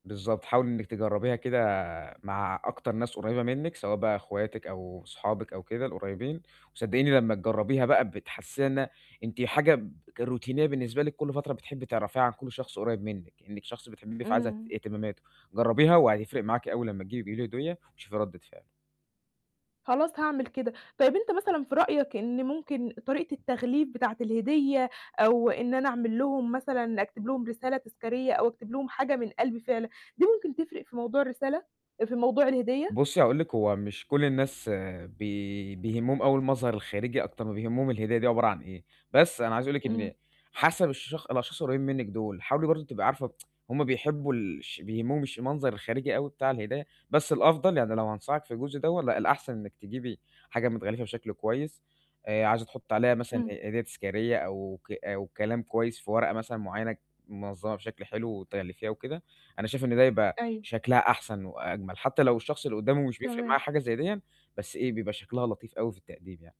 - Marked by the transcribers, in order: in English: "روتينية"; tapping; tsk; other background noise
- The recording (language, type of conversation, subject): Arabic, advice, إزاي أقدر أختار هدية مثالية تناسب ذوق واحتياجات حد مهم بالنسبالي؟